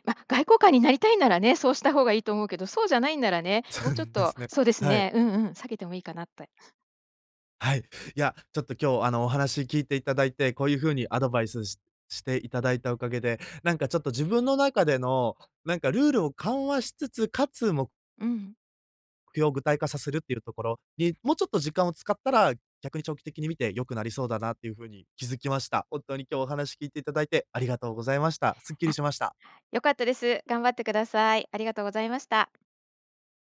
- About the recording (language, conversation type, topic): Japanese, advice, 理想の自分と今の習慣にズレがあって続けられないとき、どうすればいいですか？
- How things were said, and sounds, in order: other background noise; "って" said as "っとえ"